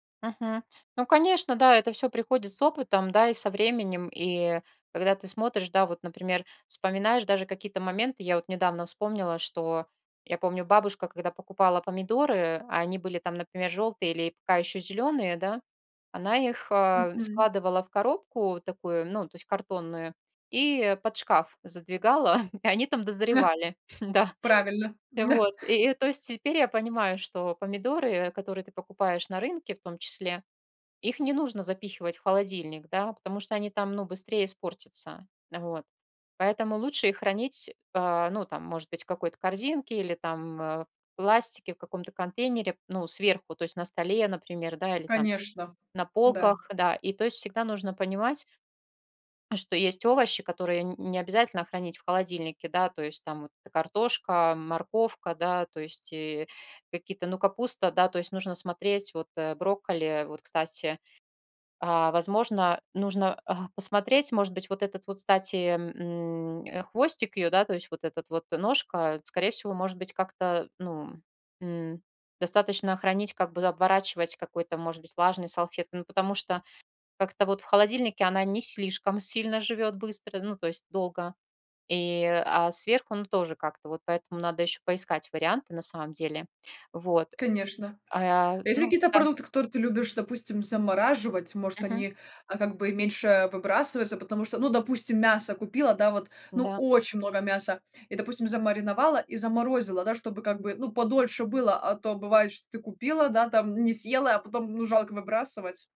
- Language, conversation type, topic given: Russian, podcast, Какие у вас есть советы, как уменьшить пищевые отходы дома?
- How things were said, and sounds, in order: chuckle; other background noise; tapping